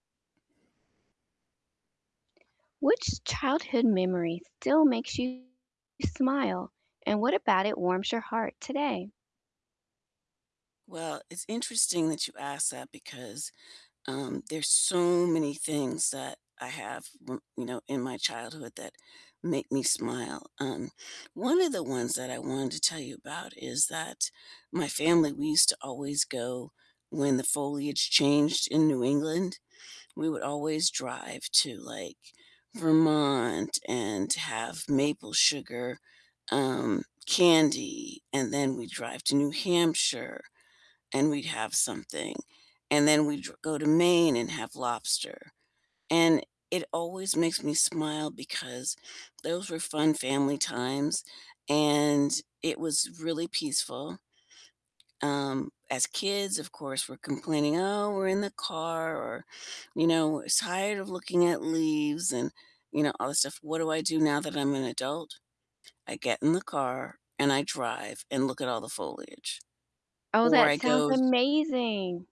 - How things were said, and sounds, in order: distorted speech; tapping
- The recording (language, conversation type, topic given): English, unstructured, Which childhood memory still makes you smile, and what about it warms your heart today?
- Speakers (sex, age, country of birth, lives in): female, 50-54, United States, United States; female, 65-69, United States, United States